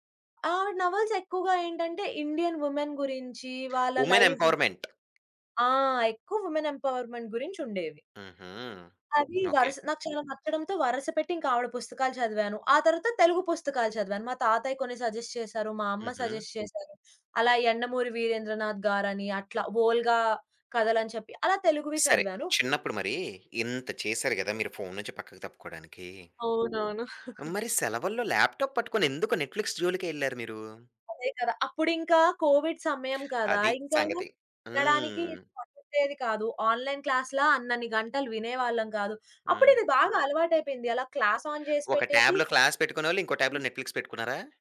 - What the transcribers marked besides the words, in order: in English: "నవల్స్"; in English: "ఇండియన్ వుమెన్"; in English: "ఉమెన్ ఎంపవర్మెంట్"; in English: "లైఫ్"; other background noise; tapping; in English: "వుమెన్ ఎంపవర్మెంట్"; in English: "సజెస్ట్"; in English: "సజెస్ట్"; chuckle; in English: "ల్యాప్‌టాప్"; in English: "నెట్‌ఫ్లిక్స్"; in English: "కోవిడ్"; in English: "ఆన్లైన్ క్లాస్‌లా"; in English: "క్లాస్‌ఆన్"; in English: "ట్యాబ్‌లో క్లాస్"; in English: "ట్యాబ్‌లో నెట్‌ఫ్లిక్స్"
- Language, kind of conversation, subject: Telugu, podcast, మీ స్క్రీన్ టైమ్‌ను నియంత్రించడానికి మీరు ఎలాంటి పరిమితులు లేదా నియమాలు పాటిస్తారు?